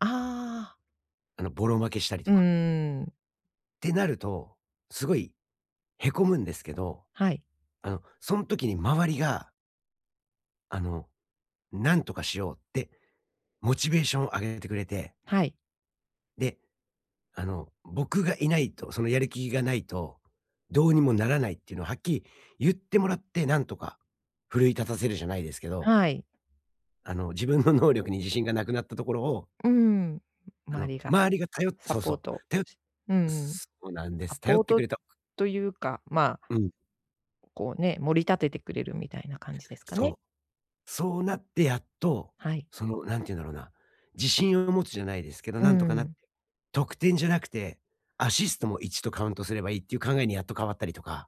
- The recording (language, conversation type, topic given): Japanese, advice, 自分の能力に自信が持てない
- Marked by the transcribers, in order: other noise